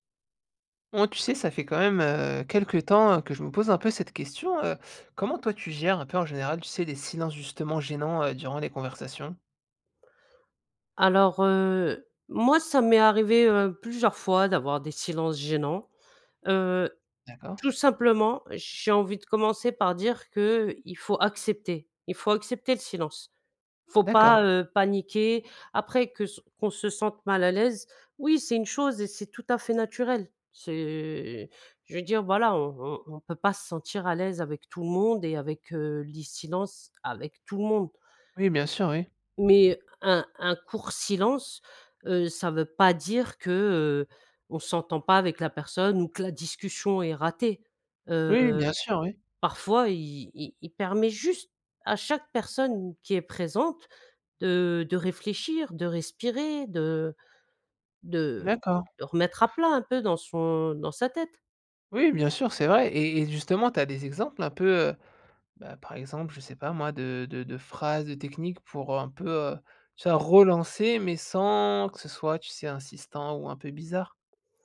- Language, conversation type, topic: French, podcast, Comment gères-tu les silences gênants en conversation ?
- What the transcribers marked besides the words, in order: other background noise; tapping